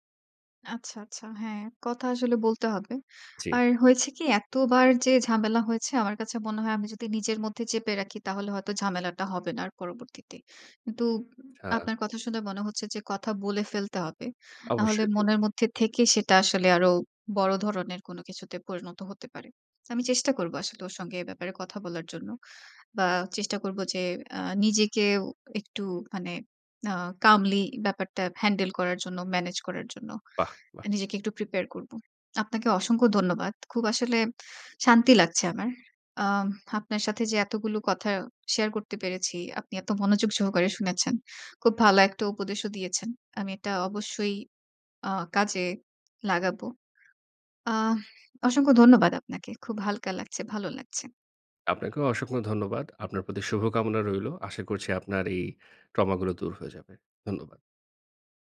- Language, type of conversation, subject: Bengali, advice, মিনিমালিজম অনুসরণ করতে চাই, কিন্তু পরিবার/সঙ্গী সমর্থন করে না
- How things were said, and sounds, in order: in English: "calmly"; in English: "prepare"; exhale; other background noise